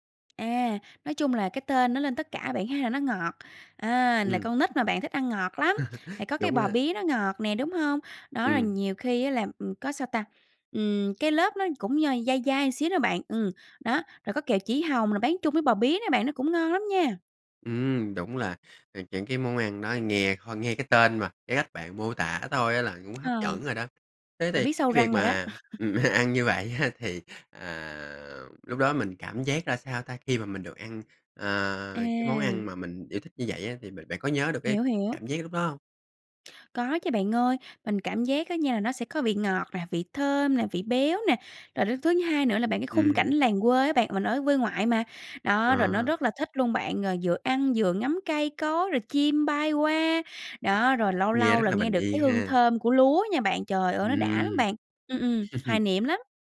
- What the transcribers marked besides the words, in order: tapping; laugh; laughing while speaking: "ừm, ăn như vậy á"; laugh; laugh
- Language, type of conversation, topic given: Vietnamese, podcast, Bạn có thể kể một kỷ niệm ăn uống thời thơ ấu của mình không?